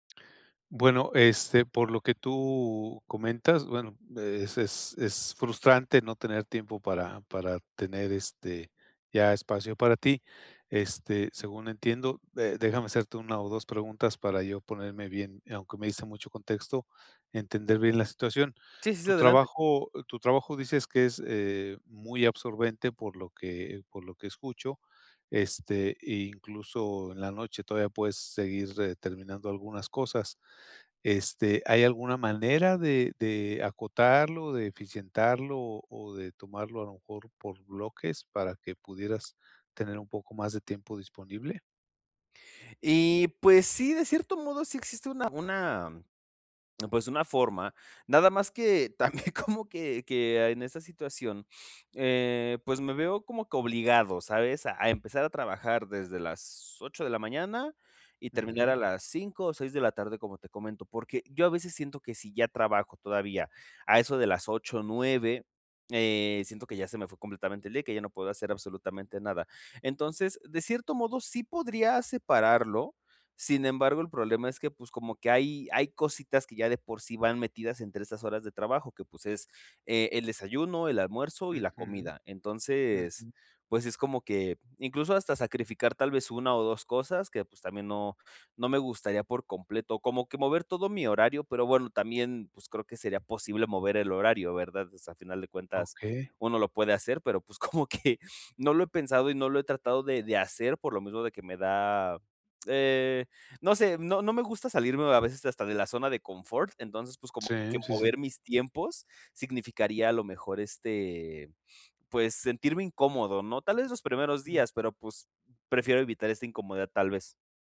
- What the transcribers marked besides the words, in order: laughing while speaking: "también como que"; laughing while speaking: "como que"
- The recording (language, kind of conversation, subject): Spanish, advice, ¿Cómo puedo hacer tiempo para mis hobbies personales?